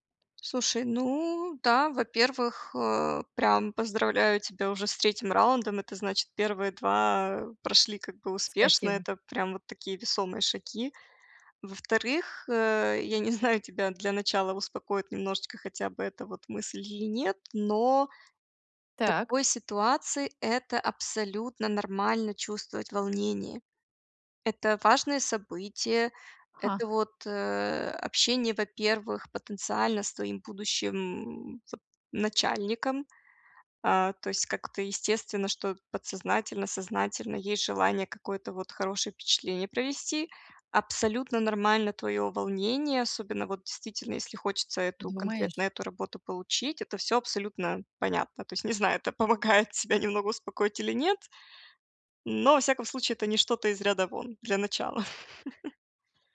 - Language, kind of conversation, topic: Russian, advice, Как справиться с тревогой перед важными событиями?
- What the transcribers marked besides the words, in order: laughing while speaking: "я не знаю"; chuckle